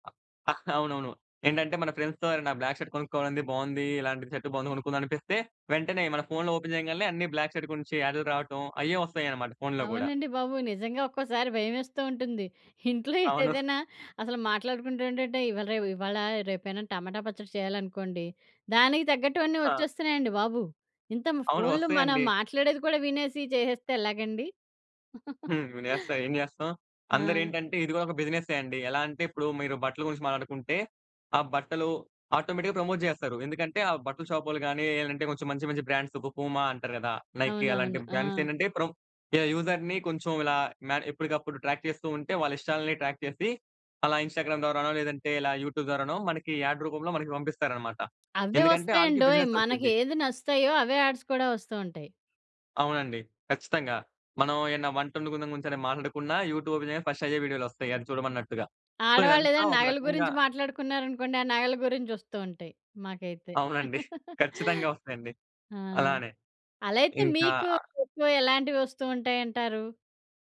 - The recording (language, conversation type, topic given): Telugu, podcast, ఏ రకం దుస్తులు వేసుకున్నప్పుడు నీకు ఎక్కువ ఆత్మవిశ్వాసంగా అనిపిస్తుంది?
- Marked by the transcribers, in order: in English: "ఫ్రెండ్స్‌తో"; in English: "బ్లాక్ షర్ట్"; in English: "షర్ట్"; in English: "ఓపెన్"; in English: "బ్లాక్ షర్ట్"; chuckle; giggle; in English: "ఆటోమేటిక్‌గా ప్రమోట్"; in English: "బ్రాండ్స్"; in English: "బ్రాండ్స్"; in English: "యూజర్‌ని"; in English: "ట్రాక్"; in English: "ట్రాక్"; in English: "ఇన్‌స్టాగ్రామ్"; in English: "యూట్యూబ్"; in English: "యాడ్"; in English: "యాడ్స్"; in English: "యూట్యూబ్‌లో ఓపెన్"; in English: "ఫస్ట్"; in English: "సో"; chuckle; giggle